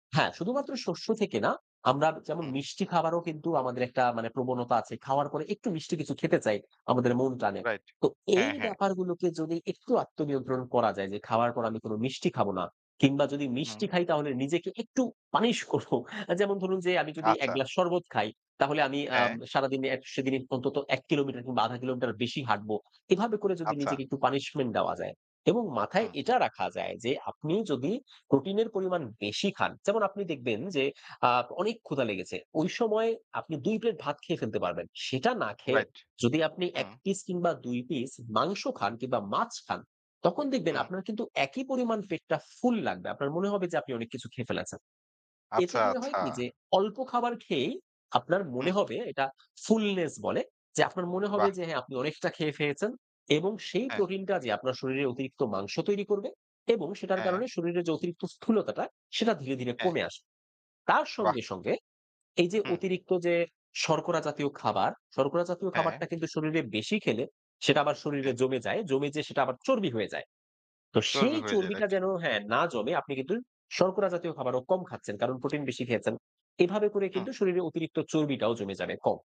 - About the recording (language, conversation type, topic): Bengali, podcast, ঘরে বসে সহজভাবে ফিট থাকার জন্য আপনার পরামর্শ কী?
- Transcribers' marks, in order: laughing while speaking: "পানিশ করব"; in English: "fullness"; "ফেলেছেন" said as "ফেয়েছেন"